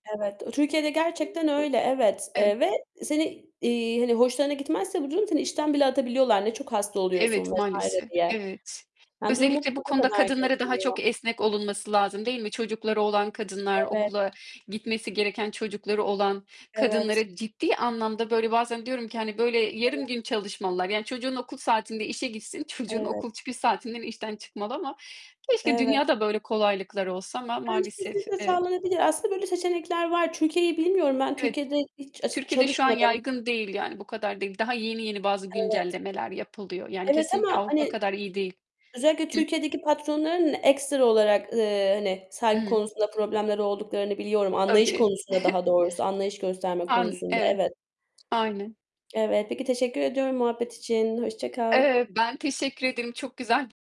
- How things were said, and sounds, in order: other background noise; tapping; distorted speech; unintelligible speech; chuckle
- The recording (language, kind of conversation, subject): Turkish, unstructured, Patronların çalışanlarına saygı göstermemesi hakkında ne düşünüyorsun?
- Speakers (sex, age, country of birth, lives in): female, 25-29, Turkey, Germany; female, 35-39, Turkey, Ireland